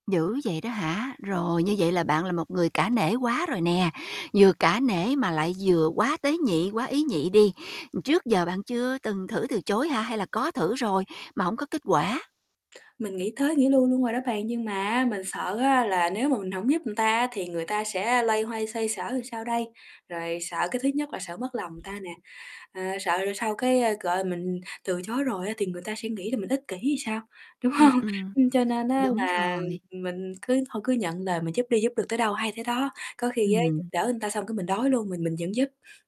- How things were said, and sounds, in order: static; tapping; "người" said as "ừn"; laughing while speaking: "đúng hông?"; other background noise; distorted speech; "người" said as "ừn"
- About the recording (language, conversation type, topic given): Vietnamese, advice, Làm sao để nói “không” mà không sợ làm mất lòng người khác?